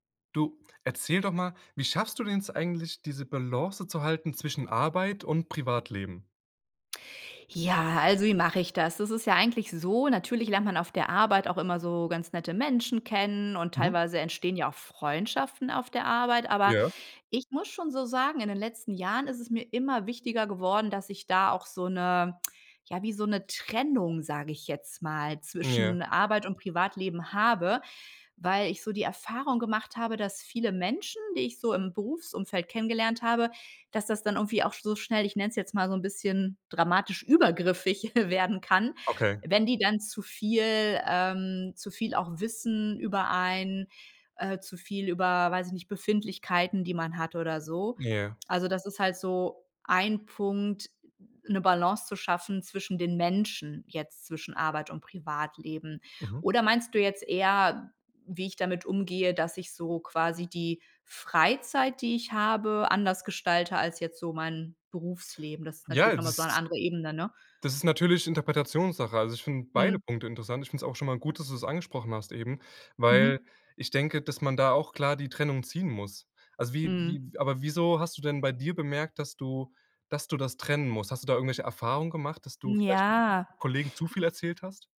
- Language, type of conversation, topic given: German, podcast, Wie schaffst du die Balance zwischen Arbeit und Privatleben?
- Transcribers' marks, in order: lip smack; chuckle; drawn out: "Ja"